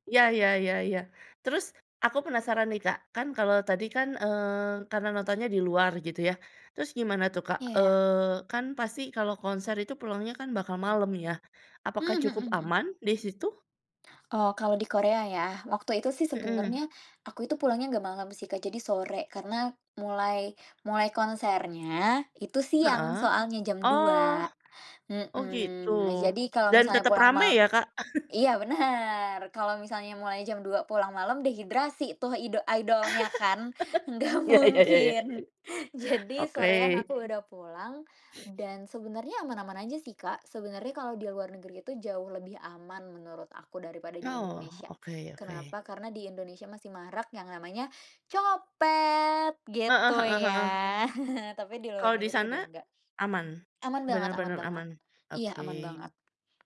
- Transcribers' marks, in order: tapping; background speech; chuckle; laugh; laughing while speaking: "Iya iya iya iya"; laughing while speaking: "enggak mungkin"; chuckle; other background noise; chuckle
- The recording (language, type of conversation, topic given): Indonesian, podcast, Pernahkah kamu menonton konser sendirian, dan bagaimana rasanya?